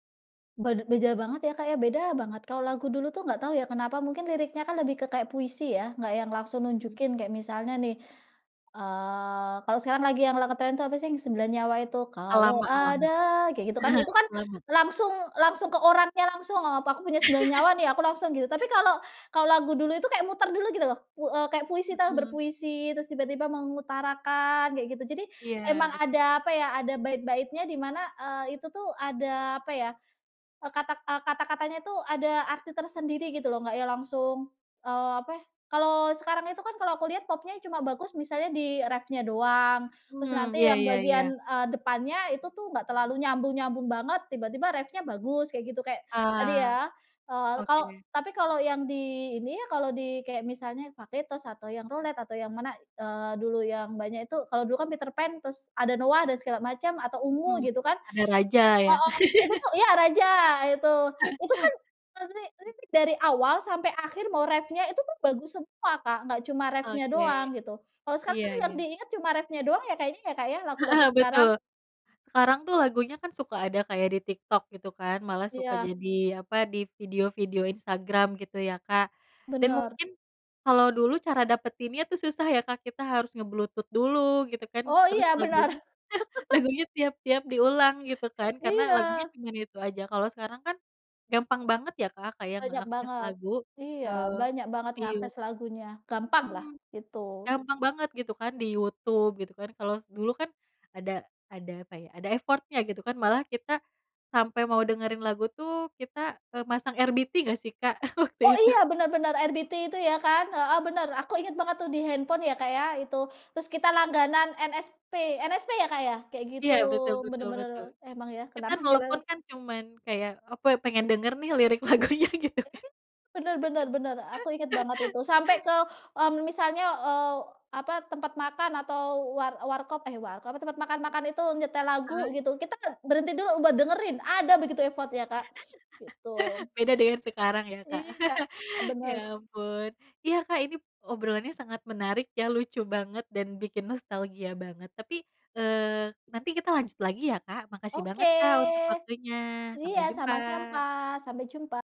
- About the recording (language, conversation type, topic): Indonesian, podcast, Lagu apa yang selalu bikin kamu baper, dan kenapa?
- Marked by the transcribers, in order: other background noise; chuckle; singing: "kalau ada"; laugh; in English: "reff-nya"; in English: "reff-nya"; chuckle; unintelligible speech; in English: "reff-nya"; in English: "reff-nya"; in English: "reff-nya"; chuckle; tapping; in English: "effort-nya"; in English: "RBT"; laughing while speaking: "waktu itu?"; in English: "RBT"; unintelligible speech; laughing while speaking: "lagunya gitu kan"; chuckle; chuckle; in English: "effort"; chuckle